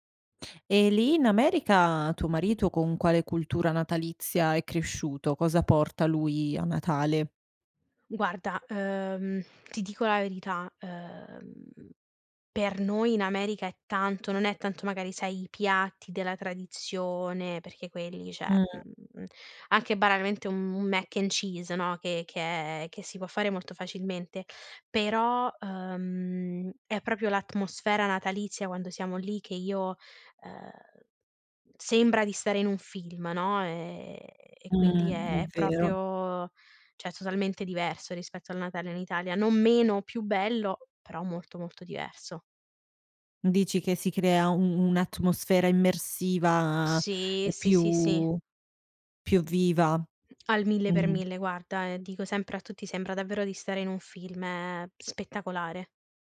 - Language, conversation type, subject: Italian, podcast, Che ruolo ha la lingua nella tua identità?
- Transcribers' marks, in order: other background noise; "cioè" said as "ceh"; "proprio" said as "propio"; "cioè" said as "ceh"; tapping